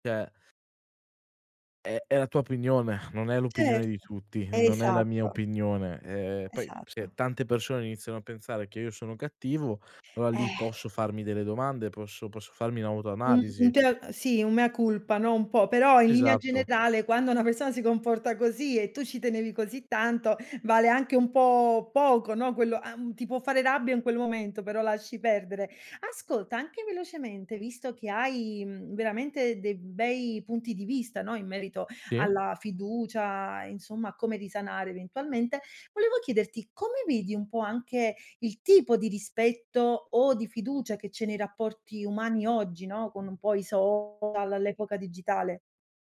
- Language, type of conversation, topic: Italian, podcast, Come puoi riparare la fiducia dopo un errore?
- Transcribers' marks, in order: "Cioè" said as "ceh"; sigh; laughing while speaking: "persona si comporta così"